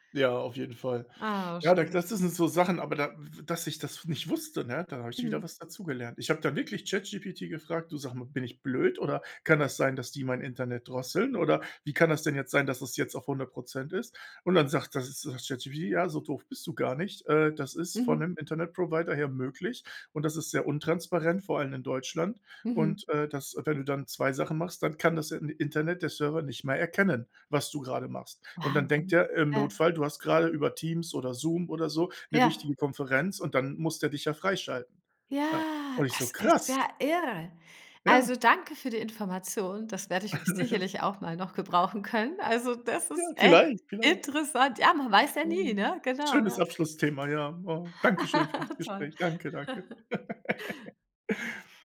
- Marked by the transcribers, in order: drawn out: "Ja"; chuckle; other background noise; chuckle
- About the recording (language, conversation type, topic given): German, unstructured, Was lernst du durch deine Hobbys über dich selbst?